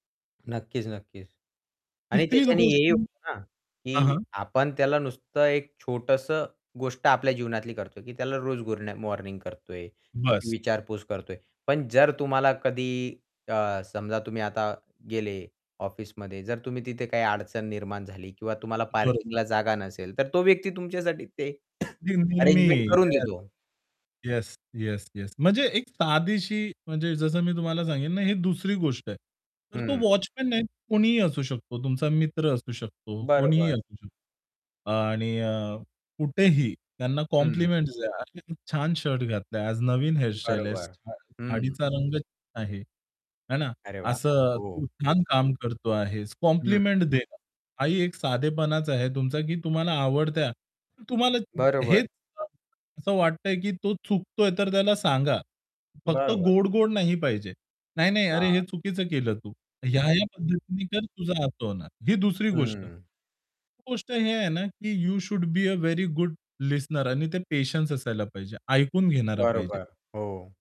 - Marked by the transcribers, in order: distorted speech; static; unintelligible speech; cough; other background noise; in English: "यू शुड बी अ व्हेरी गुड लिस्नर"
- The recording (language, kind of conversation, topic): Marathi, podcast, रोजच्या जीवनात साधेपणा कसा आणता येईल?